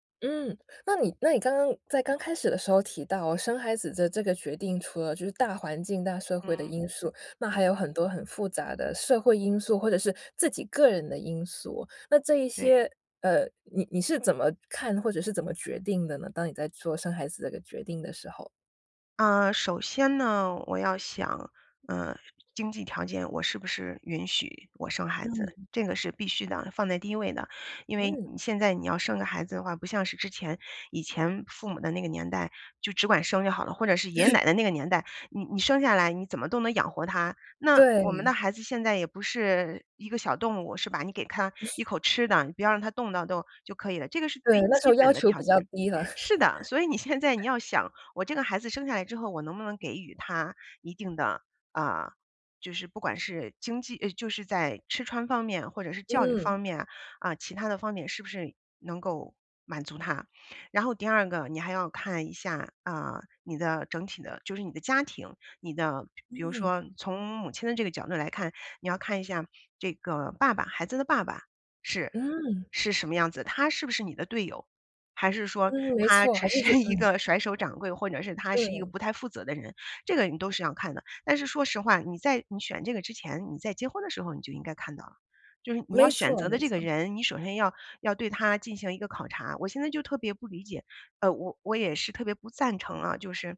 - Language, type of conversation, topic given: Chinese, podcast, 你对是否生孩子这个决定怎么看？
- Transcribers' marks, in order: laugh; laughing while speaking: "你现在"; laugh; laughing while speaking: "是一个"; laugh